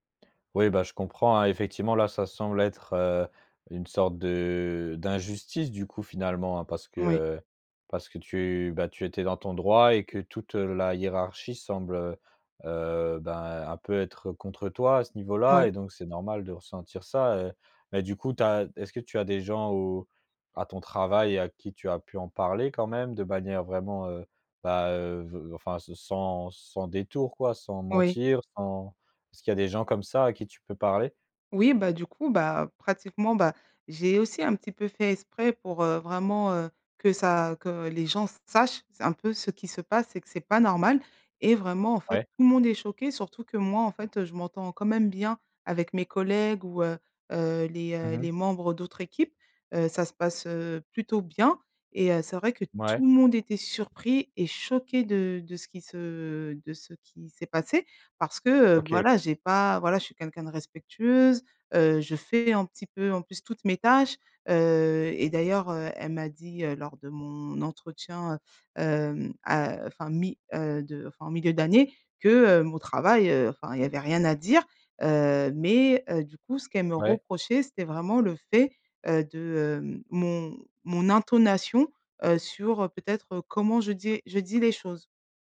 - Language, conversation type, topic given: French, advice, Comment décririez-vous votre épuisement émotionnel proche du burn-out professionnel ?
- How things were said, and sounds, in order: none